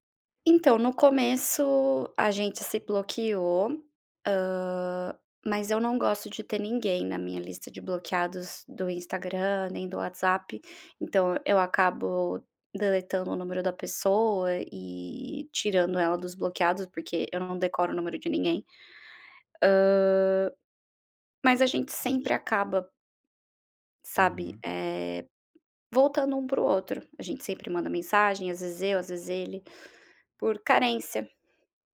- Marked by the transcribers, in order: tapping; unintelligible speech
- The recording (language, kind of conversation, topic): Portuguese, advice, Como lidar com um ciúme intenso ao ver o ex com alguém novo?